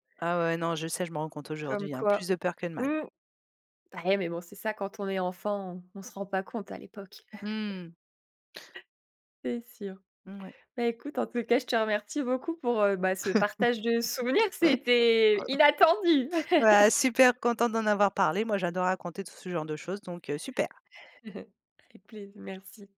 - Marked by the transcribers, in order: laugh; laugh; stressed: "inattendu"; chuckle; chuckle
- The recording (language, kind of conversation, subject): French, podcast, Quel est le souvenir d’enfance qui t’a vraiment le plus marqué ?